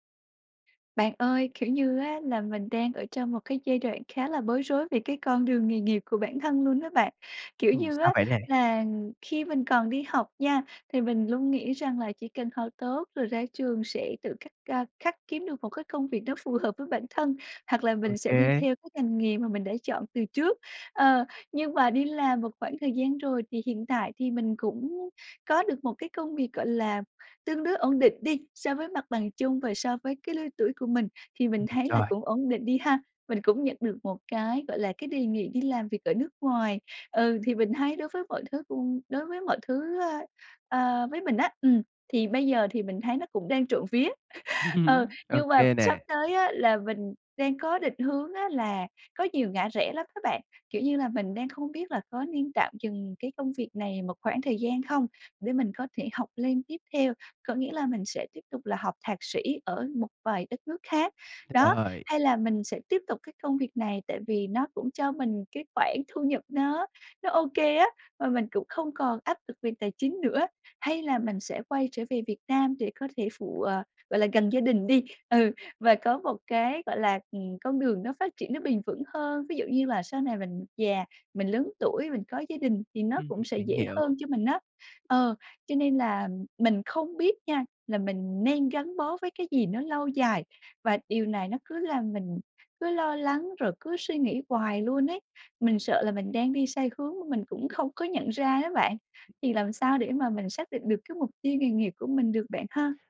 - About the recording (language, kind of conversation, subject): Vietnamese, advice, Làm sao để xác định mục tiêu nghề nghiệp phù hợp với mình?
- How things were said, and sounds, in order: tapping; laughing while speaking: "Ừm"; chuckle; other background noise